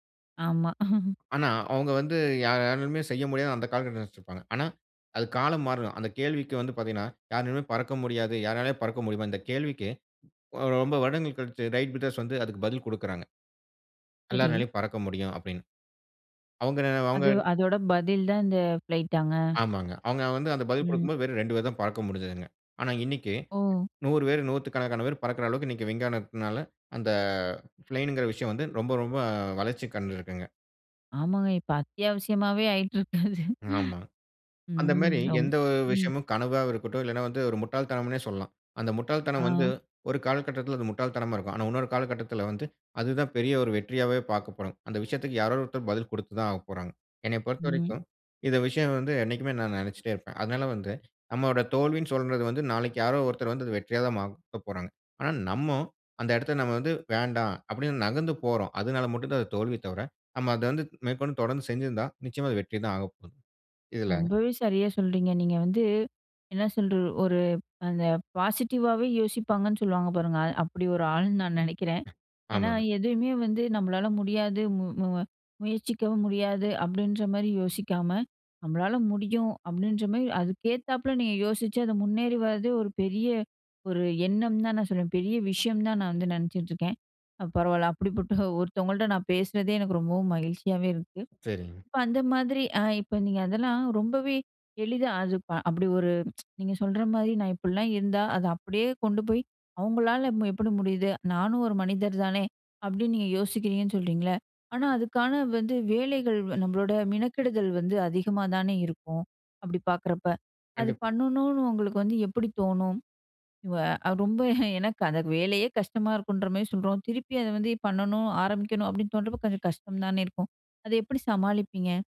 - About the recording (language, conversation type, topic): Tamil, podcast, தோல்வி வந்தால் அதை கற்றலாக மாற்ற நீங்கள் எப்படி செய்கிறீர்கள்?
- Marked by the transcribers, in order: laugh; "அளவிற்கு" said as "அளவுக்கு"; laughing while speaking: "ஆயிட்டு இருக்கு அது"; "சொல்லுறது" said as "சொல்ற"; in English: "பாசிட்டிவாவே"; other background noise; tsk; "மெனக்கிடுதல்" said as "மினக்கிடுதல்"; laughing while speaking: "வேலையே கஷ்டமா"